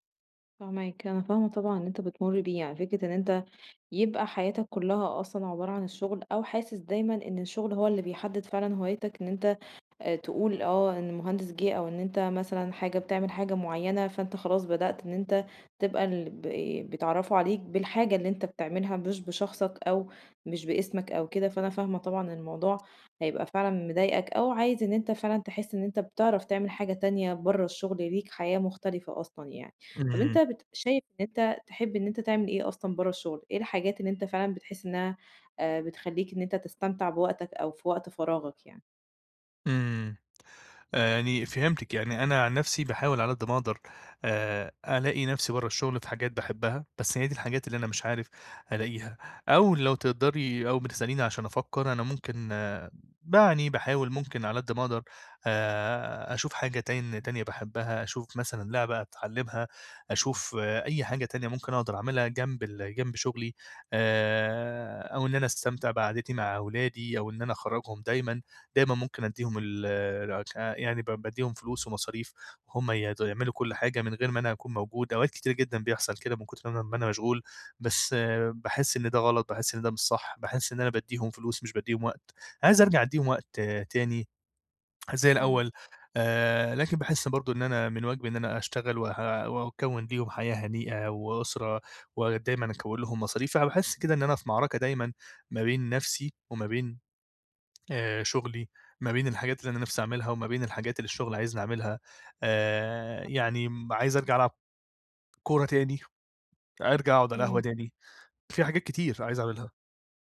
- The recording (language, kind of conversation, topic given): Arabic, advice, إزاي أتعرف على نفسي وأبني هويتي بعيد عن شغلي؟
- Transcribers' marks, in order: other background noise; tapping; unintelligible speech; unintelligible speech